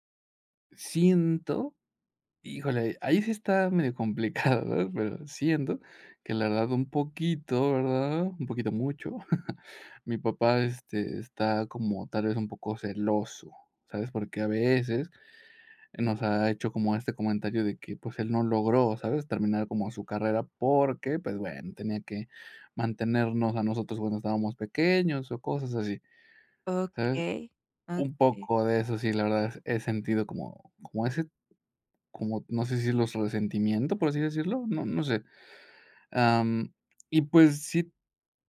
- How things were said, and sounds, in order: giggle; chuckle
- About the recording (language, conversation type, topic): Spanish, advice, ¿Cómo puedo compartir mis logros sin parecer que presumo?